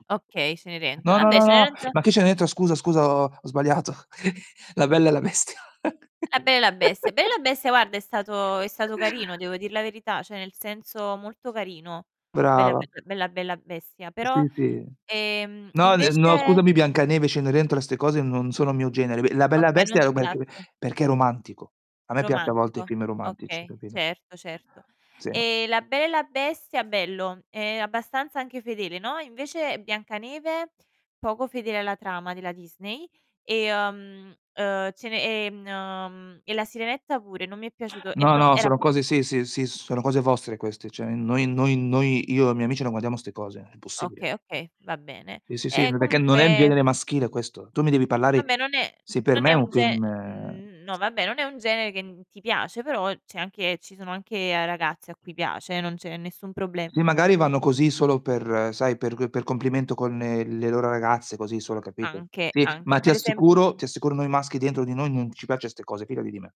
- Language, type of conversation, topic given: Italian, unstructured, Qual è il film che ti ha deluso di più e perché?
- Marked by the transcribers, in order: "vabbè" said as "abbè"; drawn out: "ho"; chuckle; laughing while speaking: "Bestia"; laugh; tapping; "cioè" said as "ceh"; static; lip smack; distorted speech; unintelligible speech; "Cioè" said as "ceh"; "perché" said as "pechè"; drawn out: "no"; other background noise